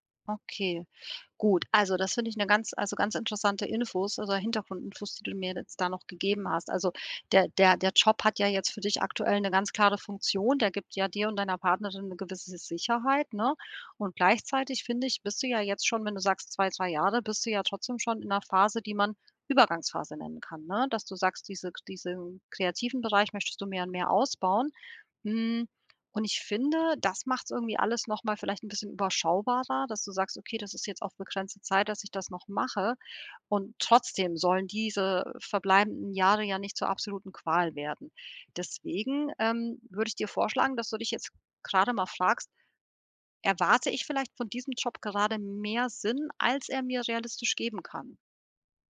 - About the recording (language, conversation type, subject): German, advice, Wie gehe ich mit Misserfolg um, ohne mich selbst abzuwerten?
- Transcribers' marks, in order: none